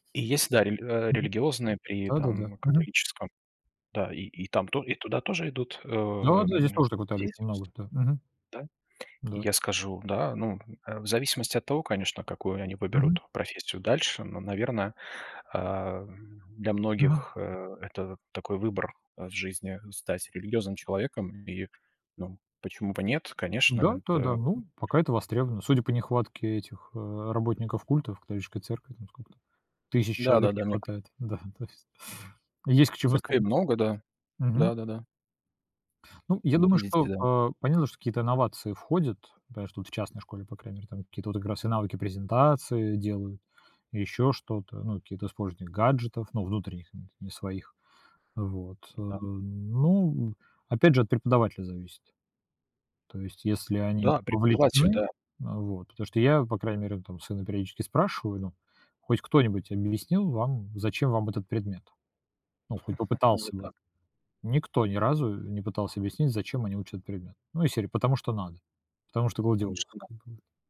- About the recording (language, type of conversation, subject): Russian, unstructured, Что важнее в школе: знания или навыки?
- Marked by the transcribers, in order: laughing while speaking: "то есть"; tapping; laugh